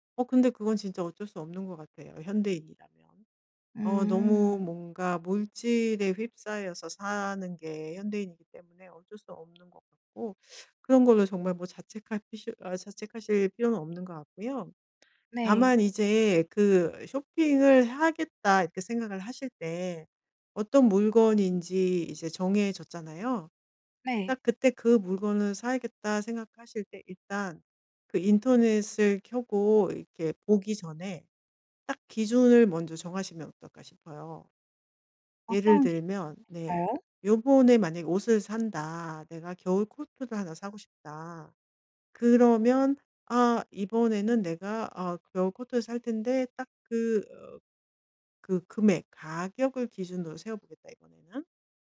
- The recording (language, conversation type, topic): Korean, advice, 쇼핑 스트레스를 줄이면서 효율적으로 물건을 사려면 어떻게 해야 하나요?
- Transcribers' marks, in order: other background noise; tapping